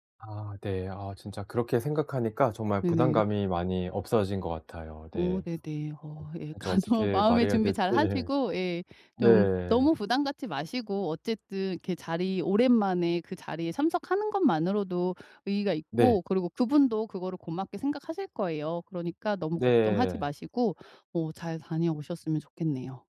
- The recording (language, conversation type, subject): Korean, advice, 모임에서 어색함 없이 대화를 자연스럽게 이어가려면 어떻게 해야 할까요?
- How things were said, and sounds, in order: laughing while speaking: "가서"; other background noise; laughing while speaking: "될지"